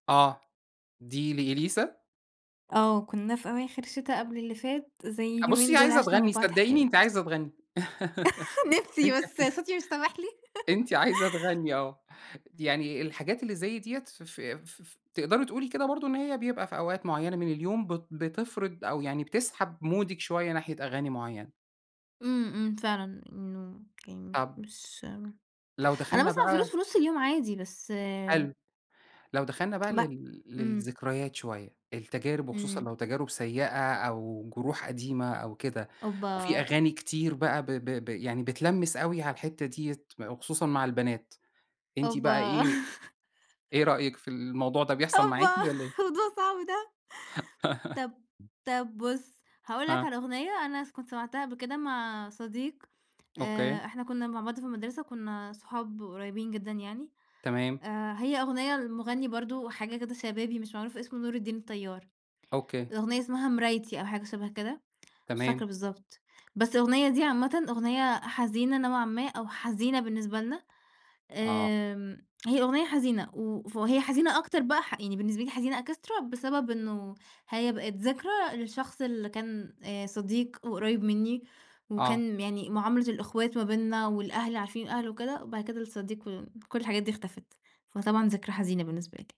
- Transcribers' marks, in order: chuckle; laughing while speaking: "نفسي بس صوتي مش سامح لي"; chuckle; laughing while speaking: "أنتِ ع"; laughing while speaking: "عايزة تغني آه"; in English: "مُودِك"; chuckle; laughing while speaking: "أوبّا، موضوع صعب ده"; tapping; in English: "Extra"
- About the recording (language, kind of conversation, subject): Arabic, podcast, إزاي الموسيقى بتأثر على يومك وعلى صحتك النفسية؟